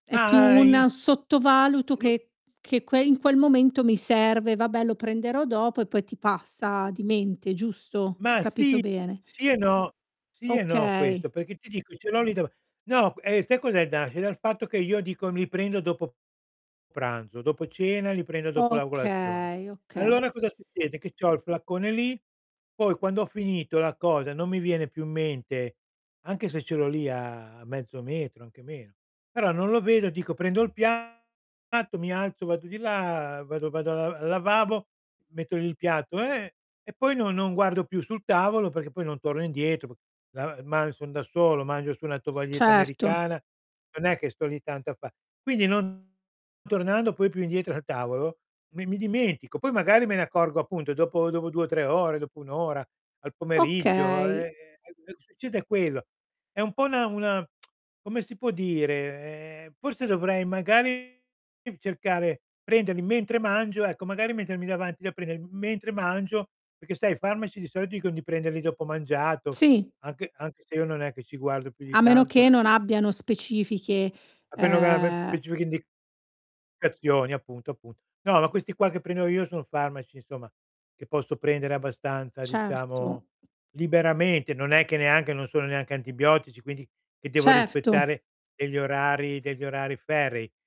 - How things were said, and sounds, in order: drawn out: "Ma"; unintelligible speech; drawn out: "Okay"; drawn out: "a"; tapping; distorted speech; drawn out: "e"; unintelligible speech; tsk; drawn out: "dire?"; unintelligible speech; drawn out: "ehm"; "insomma" said as "nsomma"; other background noise
- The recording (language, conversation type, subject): Italian, advice, Quali difficoltà stai incontrando nel ricordare o nel seguire regolarmente una terapia o l’assunzione di farmaci?
- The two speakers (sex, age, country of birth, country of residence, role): female, 40-44, Italy, Italy, advisor; male, 70-74, Italy, Italy, user